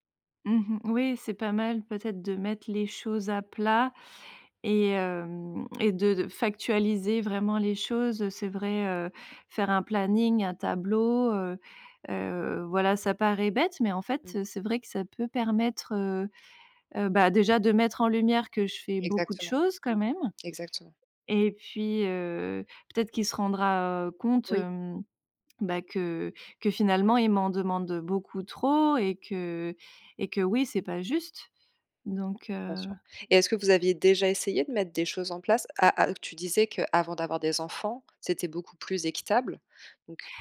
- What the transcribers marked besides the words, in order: tapping
- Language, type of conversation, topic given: French, advice, Comment gérer les conflits liés au partage des tâches ménagères ?